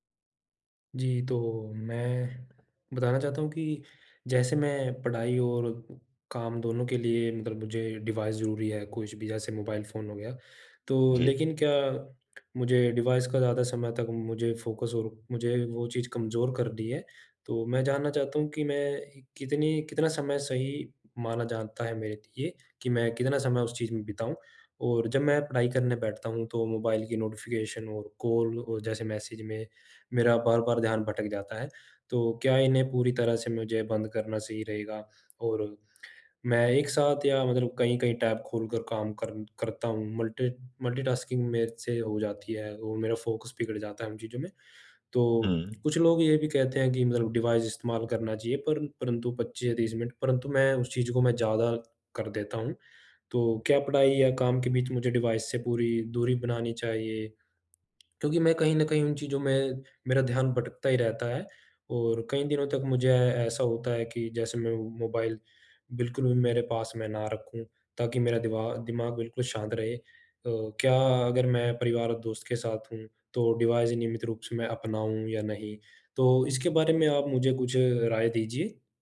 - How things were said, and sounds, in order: in English: "डिवाइस"; in English: "डिवाइस"; in English: "फ़ोकस"; in English: "नोटिफ़िकेशन"; in English: "टैब"; in English: "मल्टी मल्टीटास्किंग"; in English: "फ़ोकस"; in English: "डिवाइस"; in English: "डिवाइस"; in English: "डिवाइस"
- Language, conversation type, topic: Hindi, advice, फोकस बढ़ाने के लिए मैं अपने फोन और नोटिफिकेशन पर सीमाएँ कैसे लगा सकता/सकती हूँ?